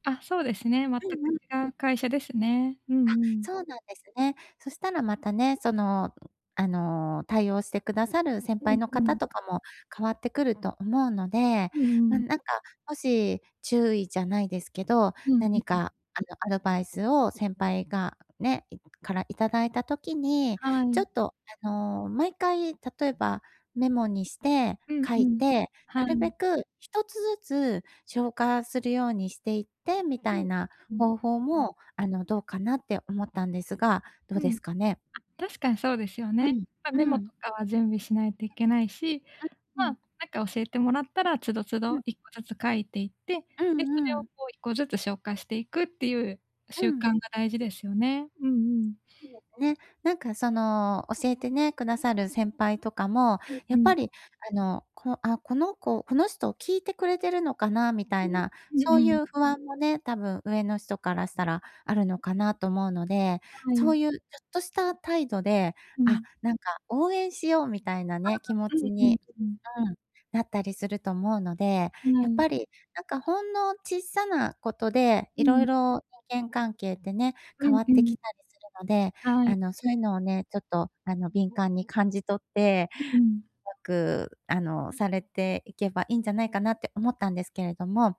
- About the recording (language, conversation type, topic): Japanese, advice, どうすれば批判を成長の機会に変える習慣を身につけられますか？
- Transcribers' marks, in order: tapping; other background noise